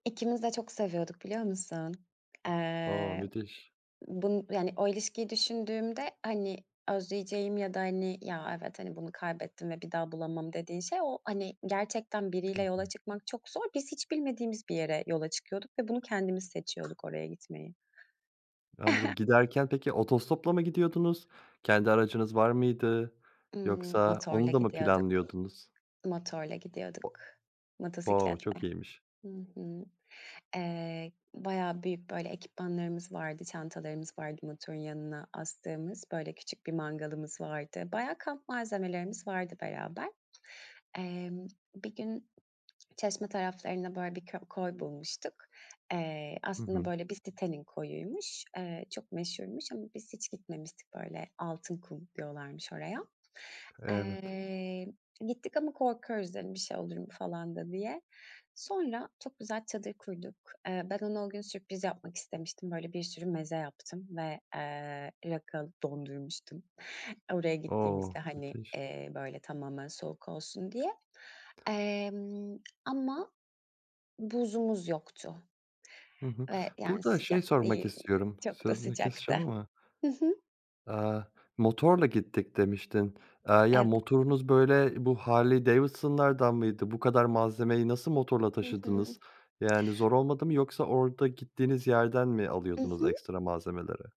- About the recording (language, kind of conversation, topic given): Turkish, podcast, Kamp yaparken başına gelen unutulmaz bir olayı anlatır mısın?
- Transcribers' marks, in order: other background noise; tapping; chuckle